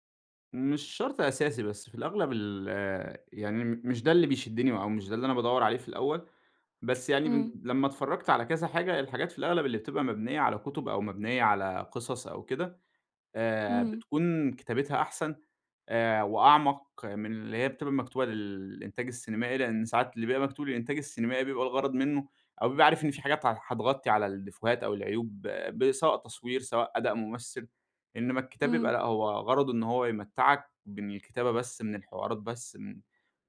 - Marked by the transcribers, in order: in French: "الديفوهات"
- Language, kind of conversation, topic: Arabic, podcast, ليه بعض المسلسلات بتشدّ الناس ومبتخرجش من بالهم؟
- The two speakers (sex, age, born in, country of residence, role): female, 30-34, Egypt, Egypt, host; male, 25-29, Egypt, Egypt, guest